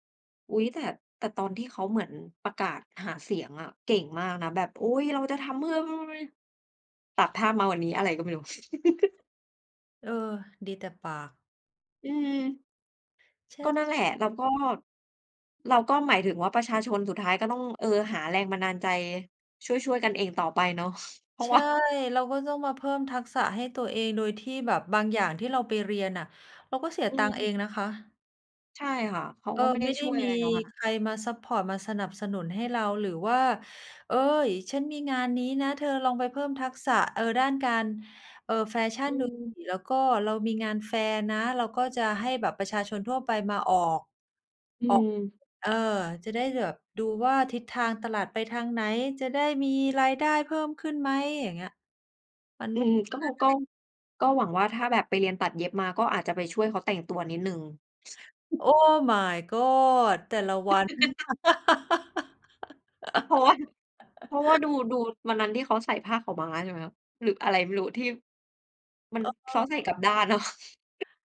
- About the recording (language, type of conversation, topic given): Thai, unstructured, คุณเริ่มต้นฝึกทักษะใหม่ ๆ อย่างไรเมื่อไม่มีประสบการณ์?
- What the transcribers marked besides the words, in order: unintelligible speech; other background noise; laugh; unintelligible speech; chuckle; in English: "Oh My God"; laugh; laughing while speaking: "เพราะว่า"; laugh; chuckle